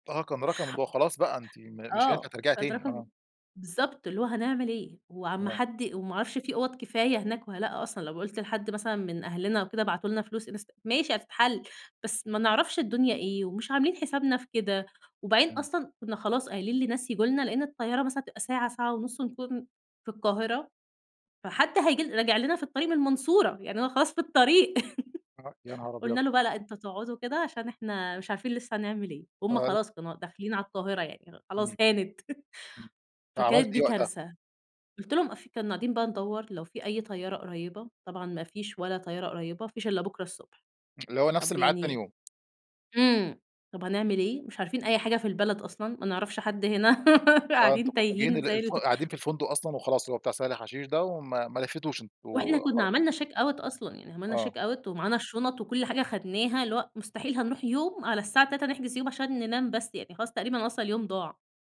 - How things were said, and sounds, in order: tapping; laugh; laugh; laugh; laughing while speaking: "ال"; in English: "check out"; in English: "check out"
- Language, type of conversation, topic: Arabic, podcast, إيه أكتر غلطة اتعلمت منها وإنت مسافر؟